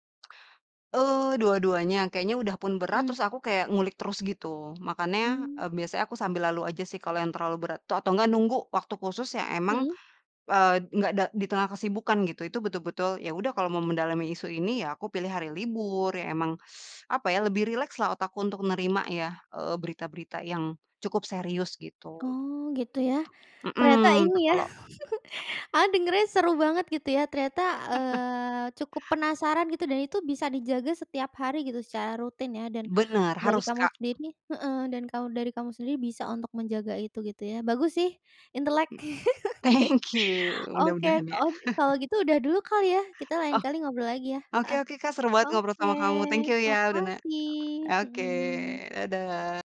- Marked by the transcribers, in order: tongue click; shush; chuckle; other background noise; chuckle; other noise; laughing while speaking: "Thank"; chuckle
- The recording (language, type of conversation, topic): Indonesian, podcast, Bagaimana cara kamu menjaga rasa penasaran setiap hari?